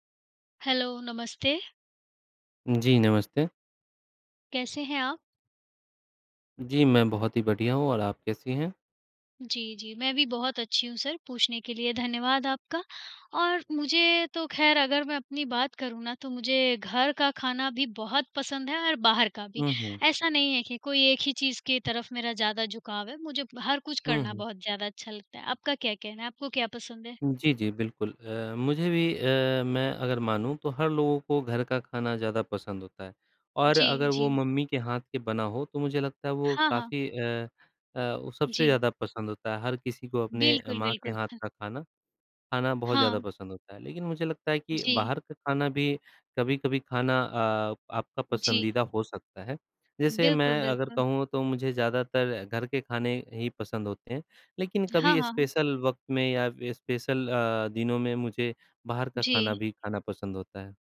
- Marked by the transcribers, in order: tapping; in English: "स्पेशल"; in English: "स्पेशल"
- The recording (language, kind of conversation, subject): Hindi, unstructured, क्या आपको घर का खाना ज़्यादा पसंद है या बाहर का?